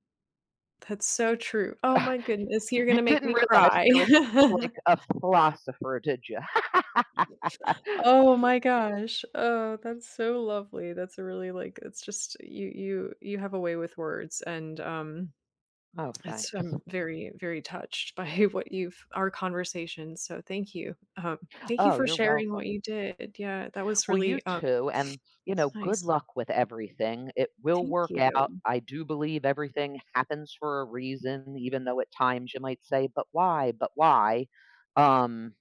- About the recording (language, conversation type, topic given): English, unstructured, How might revisiting a moment from your past change your perspective on life today?
- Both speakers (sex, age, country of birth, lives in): female, 40-44, United States, United States; female, 55-59, United States, United States
- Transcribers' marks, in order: laugh; chuckle; other background noise; laugh; tapping; sniff